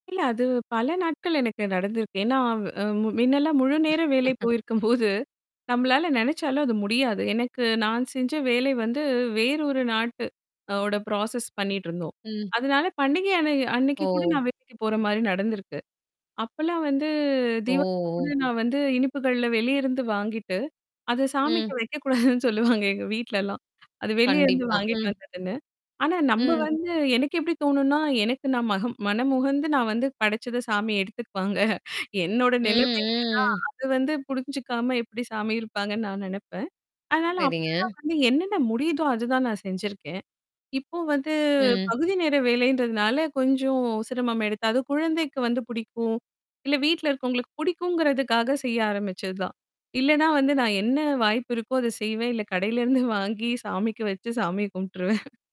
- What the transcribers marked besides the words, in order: mechanical hum; static; chuckle; laughing while speaking: "போயிருக்கும்போது"; in English: "ப்ராசஸ்"; tapping; distorted speech; drawn out: "ஓ!"; drawn out: "வந்து"; laughing while speaking: "வைக்கக்கூடாதுன்னு சொல்லுவாங்க"; other noise; other background noise; laughing while speaking: "எடுத்துக்குவாங்க"; laughing while speaking: "கடையிலிருந்து வாங்கி சாமிக்கு வச்சு, சாமிய கும்பிட்டுருவேன்"
- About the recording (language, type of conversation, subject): Tamil, podcast, பண்டிகைக் காலத்தில் உங்கள் வீட்டில் உணவுக்காகப் பின்பற்றும் சிறப்பு நடைமுறைகள் என்னென்ன?